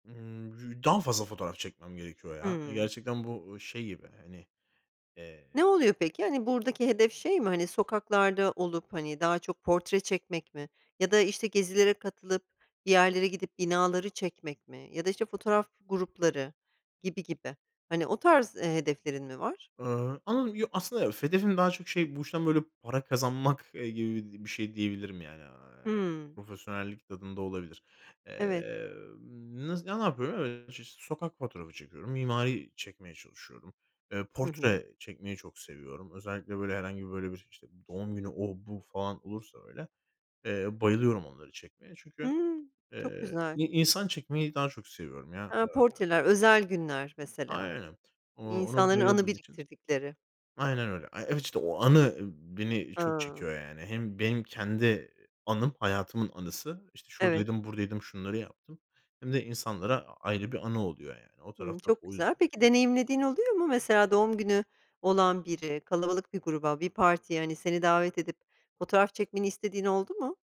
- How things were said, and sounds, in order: other background noise; unintelligible speech; unintelligible speech; other noise; unintelligible speech
- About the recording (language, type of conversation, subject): Turkish, podcast, Sosyal medyanın yaratıcılık üzerindeki etkisi sence nedir?